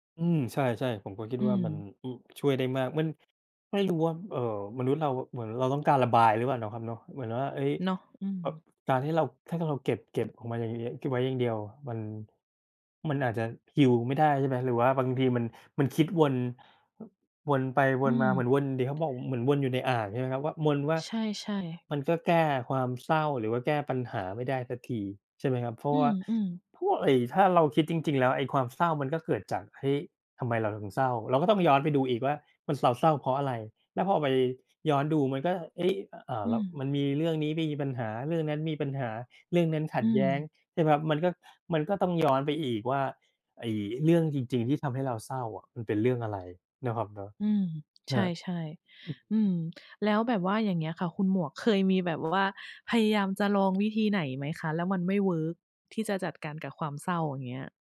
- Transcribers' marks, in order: in English: "Heal"; other noise
- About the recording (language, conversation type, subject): Thai, unstructured, คุณรับมือกับความเศร้าอย่างไร?